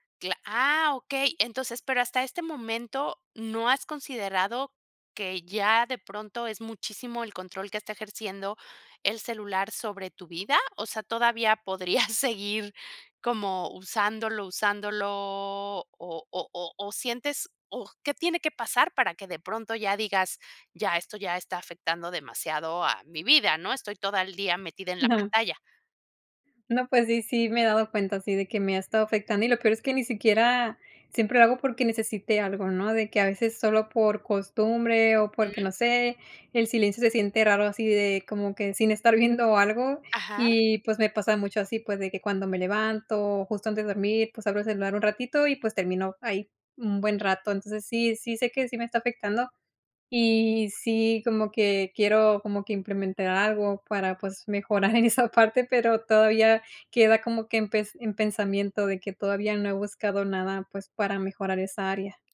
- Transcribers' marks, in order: laughing while speaking: "podrías seguir"; drawn out: "usándolo"
- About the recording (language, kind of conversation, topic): Spanish, podcast, ¿Hasta dónde dejas que el móvil controle tu día?